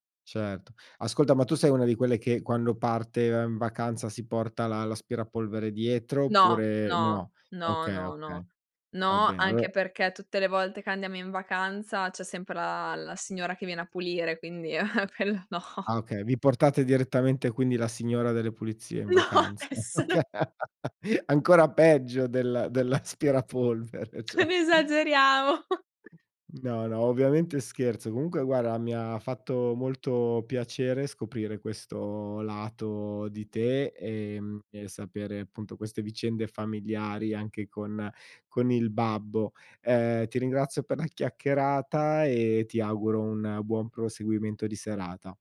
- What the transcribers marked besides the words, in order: laughing while speaking: "e ehm, quello no"; laughing while speaking: "No, è solo"; chuckle; laughing while speaking: "Okay. Ancora peggio del dell'aspirapolvere, ceh"; "cioè" said as "ceh"; laughing while speaking: "Non esageriamo"; other background noise
- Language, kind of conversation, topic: Italian, podcast, Come decidete chi fa cosa in casa senza litigare?